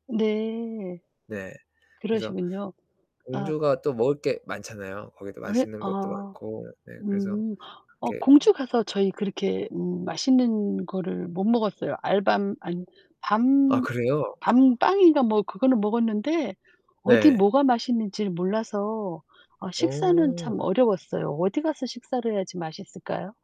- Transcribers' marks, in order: none
- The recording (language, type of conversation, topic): Korean, unstructured, 어떤 축제나 명절이 가장 기억에 남으세요?
- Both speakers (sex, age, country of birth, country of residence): female, 60-64, South Korea, South Korea; male, 30-34, South Korea, South Korea